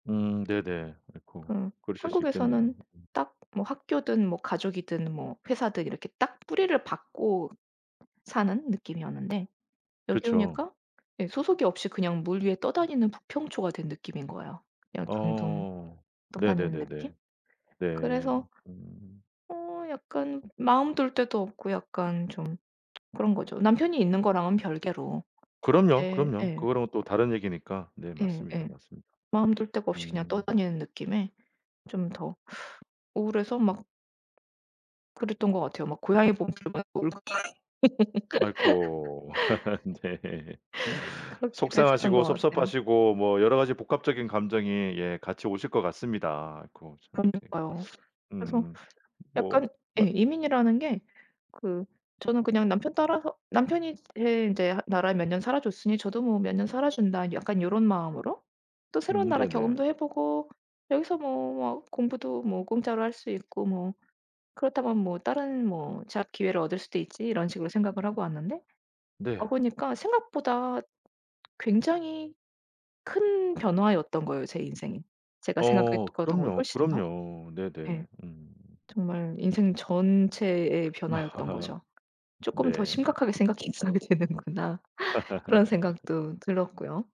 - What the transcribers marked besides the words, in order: tapping; other background noise; laugh; laughing while speaking: "네"; laugh; laugh; laughing while speaking: "생각했어야 되는구나"; laugh
- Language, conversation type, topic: Korean, advice, 이사한 뒤 새로운 동네에 어떻게 적응하고 계신가요?